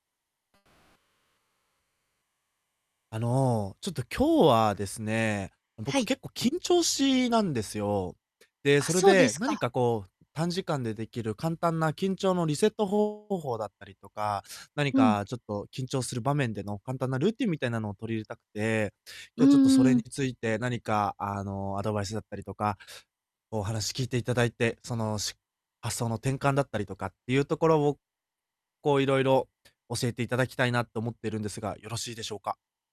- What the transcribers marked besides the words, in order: static; distorted speech
- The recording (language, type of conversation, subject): Japanese, advice, 短時間で緊張をリセットして、すぐに落ち着くにはどうすればいいですか？